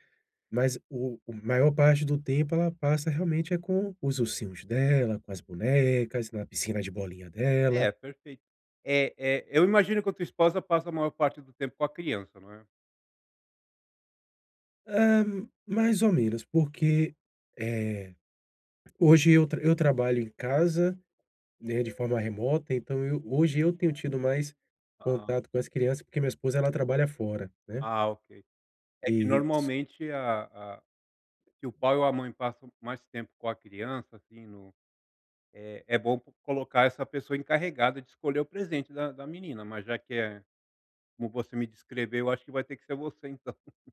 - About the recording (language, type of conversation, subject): Portuguese, advice, Como posso encontrar um presente bom e adequado para alguém?
- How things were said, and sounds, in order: tapping; other background noise; laugh